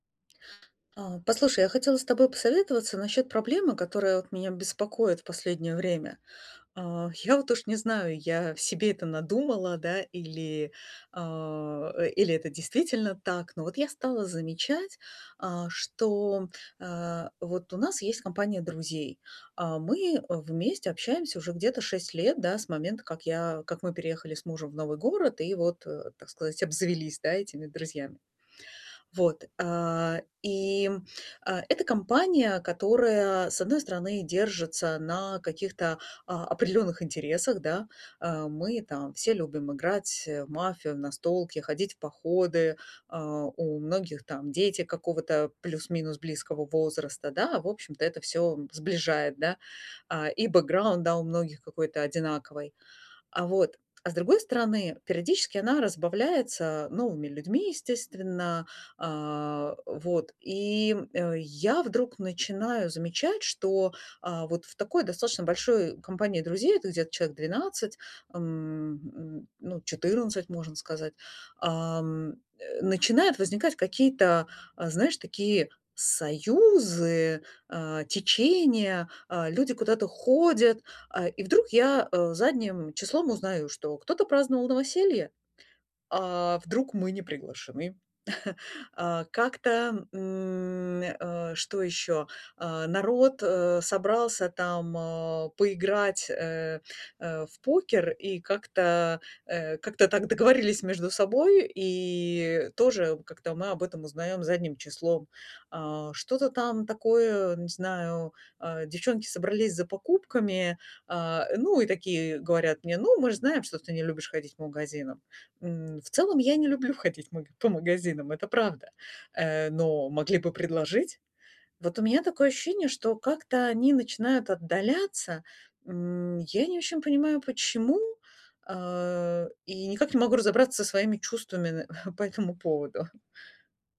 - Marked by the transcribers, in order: tapping; other background noise; chuckle; chuckle
- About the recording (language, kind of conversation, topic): Russian, advice, Как справиться с тем, что друзья в последнее время отдалились?